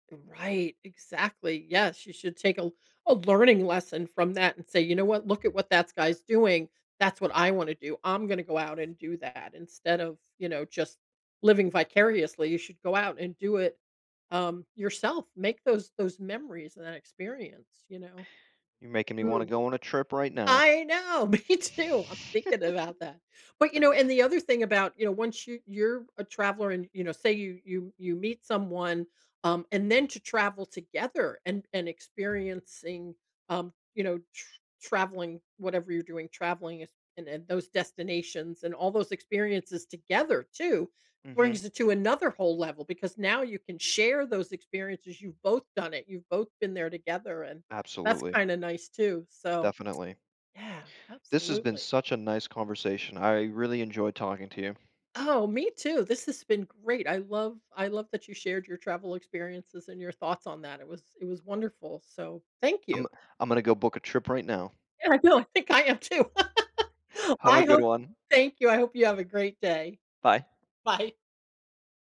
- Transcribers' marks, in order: laughing while speaking: "Me too, I'm thinking about that"; laugh; other background noise; tsk; laughing while speaking: "Yeah, I know, I think I am too"; laugh; laughing while speaking: "Bye"
- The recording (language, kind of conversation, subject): English, unstructured, What travel experience should everyone try?